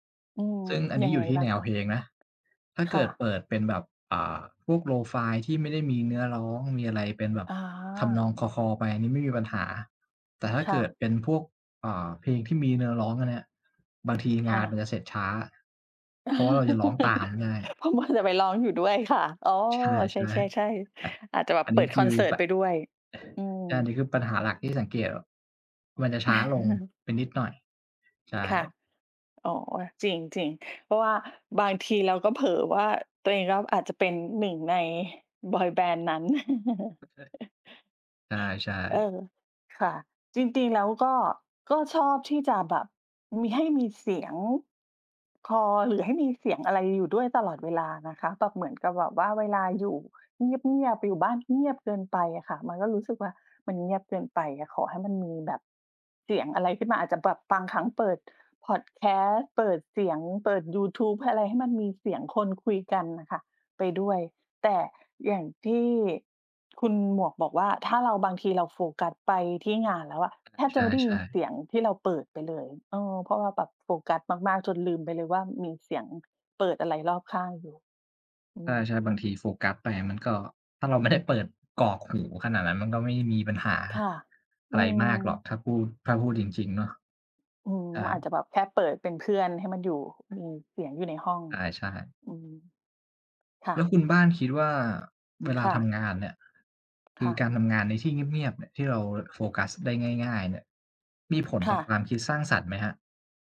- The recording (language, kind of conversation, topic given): Thai, unstructured, คุณชอบฟังเพลงระหว่างทำงานหรือชอบทำงานในความเงียบมากกว่ากัน และเพราะอะไร?
- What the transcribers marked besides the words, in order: chuckle; laughing while speaking: "เพราะว่าจะไปร้องอยู่ด้วยค่ะ"; tapping; chuckle; unintelligible speech; chuckle